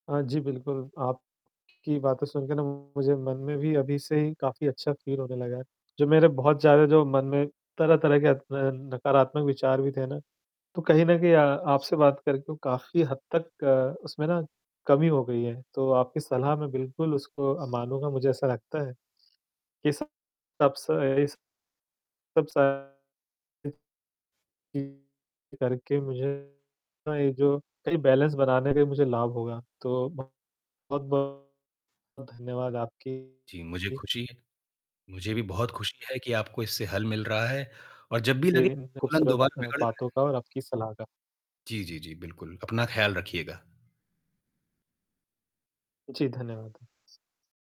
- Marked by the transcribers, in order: static; distorted speech; in English: "फ़ील"; other background noise; unintelligible speech; in English: "बैलेंस"; tapping; mechanical hum
- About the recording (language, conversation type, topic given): Hindi, advice, मैं परिवार की अपेक्षाओं और अपनी व्यक्तिगत इच्छाओं के बीच संतुलन कैसे बना सकता/सकती हूँ?
- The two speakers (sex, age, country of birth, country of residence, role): male, 25-29, India, India, advisor; male, 35-39, India, India, user